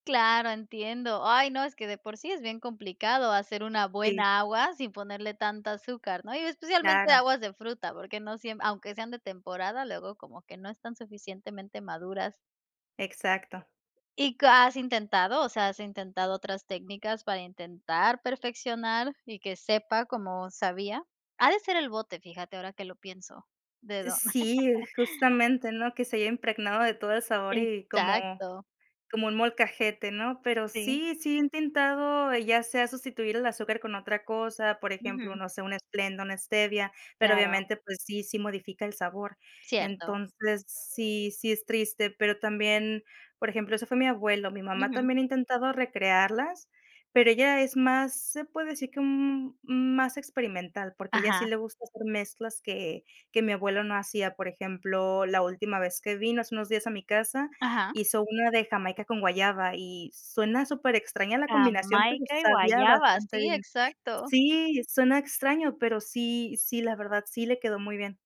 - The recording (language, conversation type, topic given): Spanish, podcast, ¿Tienes algún plato que aprendiste de tus abuelos?
- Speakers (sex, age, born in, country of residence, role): female, 30-34, Mexico, Mexico, guest; female, 40-44, Mexico, Mexico, host
- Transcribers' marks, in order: laugh; other background noise